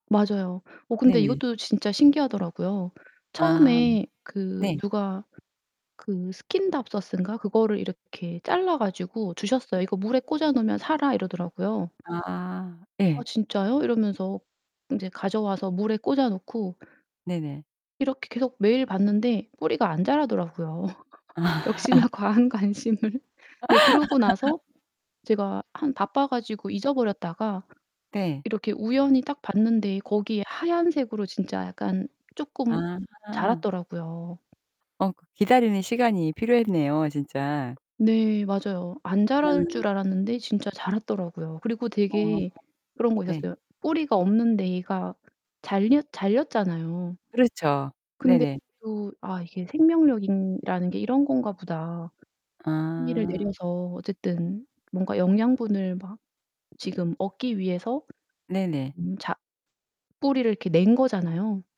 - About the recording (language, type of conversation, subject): Korean, podcast, 식물을 키우면서 얻게 된 사소한 깨달음은 무엇인가요?
- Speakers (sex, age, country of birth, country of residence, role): female, 55-59, South Korea, South Korea, guest; female, 55-59, South Korea, United States, host
- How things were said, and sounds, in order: static; distorted speech; other background noise; laughing while speaking: "아"; laugh; laughing while speaking: "역시나 과한 관심을"; laugh; tapping